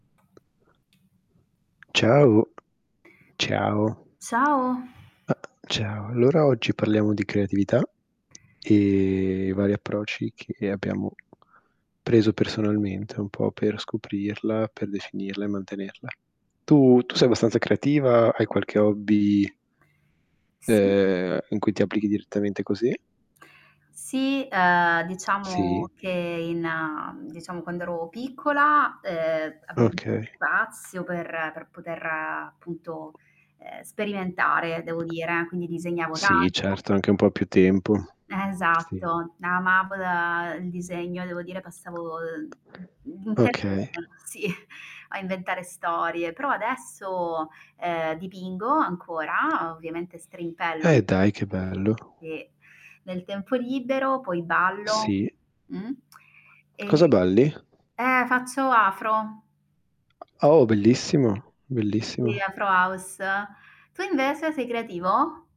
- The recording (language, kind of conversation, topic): Italian, unstructured, Che rapporto hai oggi con la tua creatività rispetto agli anni della tua giovinezza?
- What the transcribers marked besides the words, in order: tapping; other background noise; static; other noise; drawn out: "e"; drawn out: "ehm"; unintelligible speech; distorted speech; unintelligible speech; unintelligible speech